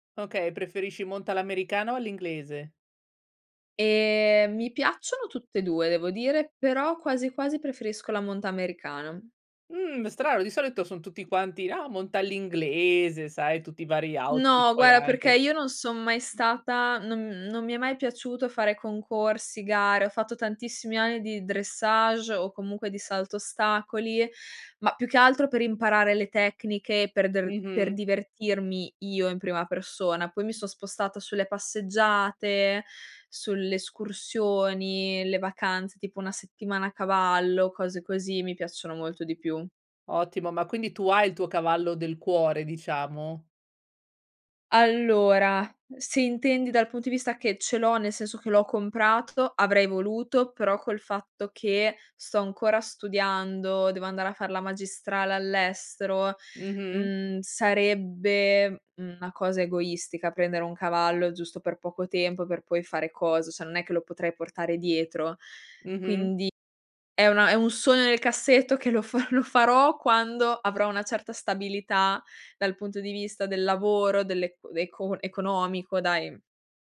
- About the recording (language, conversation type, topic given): Italian, podcast, Come trovi l’equilibrio tra lavoro e hobby creativi?
- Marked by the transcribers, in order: "cioè" said as "ceh"; laughing while speaking: "lo fa"